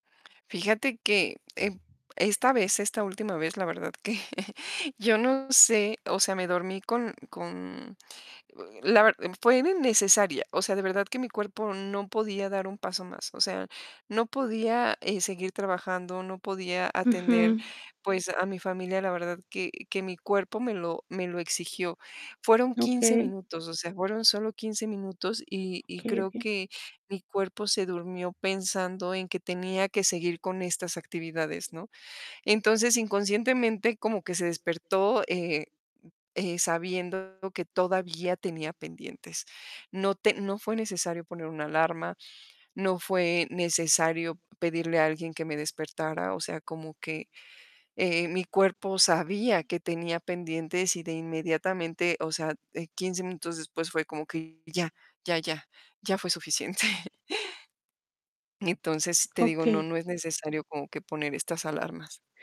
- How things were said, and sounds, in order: chuckle; distorted speech; static; chuckle
- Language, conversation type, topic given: Spanish, advice, ¿Por qué me siento culpable por dormir siestas necesarias durante el día?